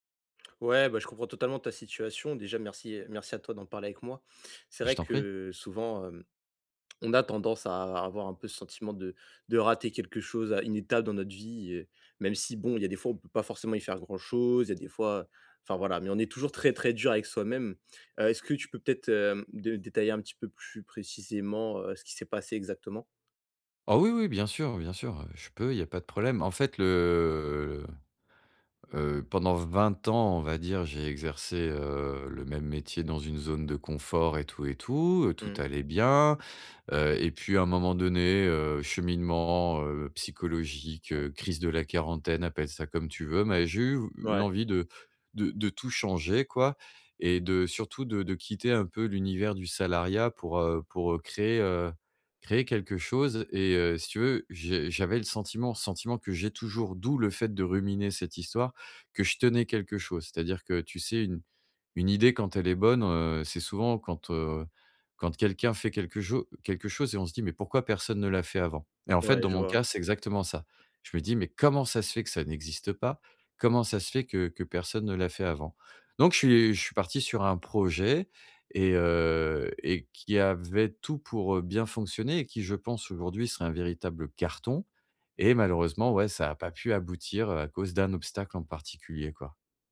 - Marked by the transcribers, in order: drawn out: "le"
- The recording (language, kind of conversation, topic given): French, advice, Comment gérer la culpabilité après avoir fait une erreur ?